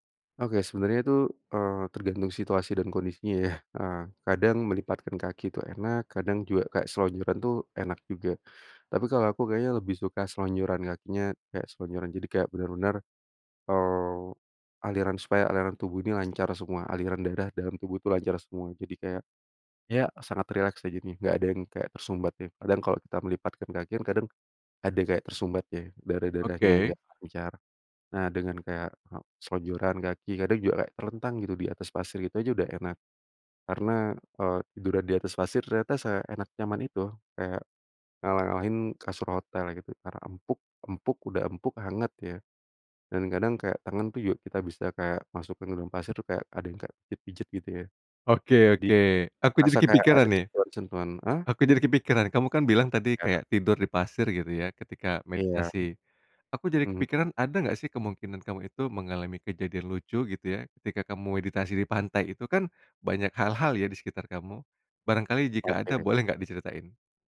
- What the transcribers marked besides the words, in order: none
- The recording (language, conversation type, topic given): Indonesian, podcast, Bagaimana rasanya meditasi santai di alam, dan seperti apa pengalamanmu?